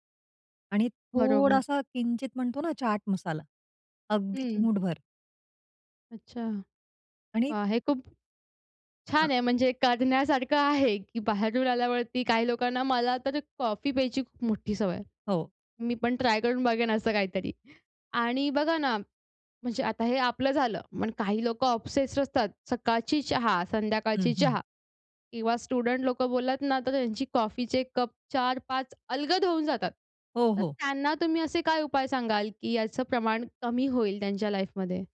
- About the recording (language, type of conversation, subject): Marathi, podcast, साखर आणि मीठ कमी करण्याचे सोपे उपाय
- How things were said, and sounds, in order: in English: "ऑब्सेस्ड"; in English: "स्टुडंट"; in English: "लाईफमध्ये?"